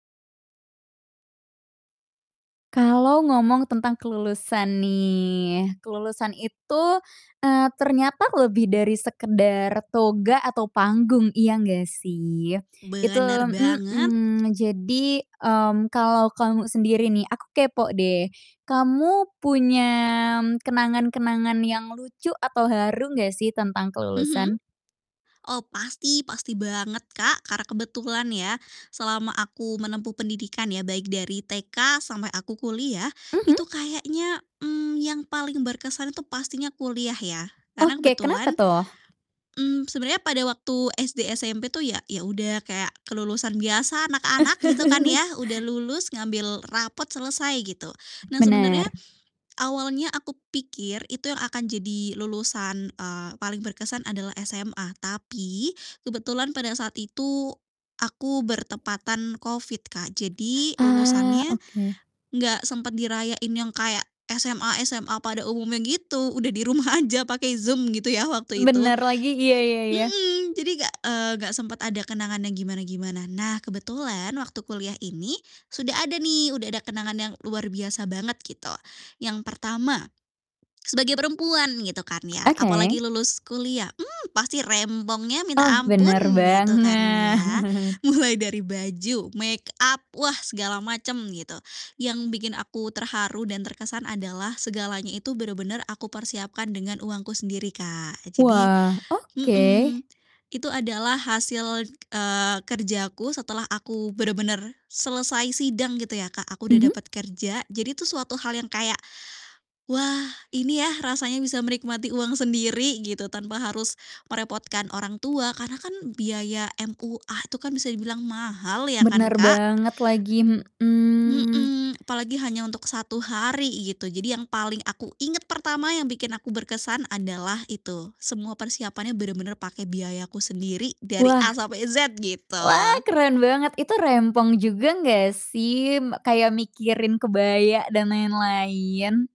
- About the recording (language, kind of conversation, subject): Indonesian, podcast, Apa momen kelulusan paling berkesan dalam hidupmu, dan bagaimana rasanya saat itu?
- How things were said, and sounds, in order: tapping; laugh; laughing while speaking: "di rumah aja"; drawn out: "banget"; laughing while speaking: "banget"; laughing while speaking: "Mulai"; distorted speech; other background noise; drawn out: "mhm"; joyful: "Wah, keren banget"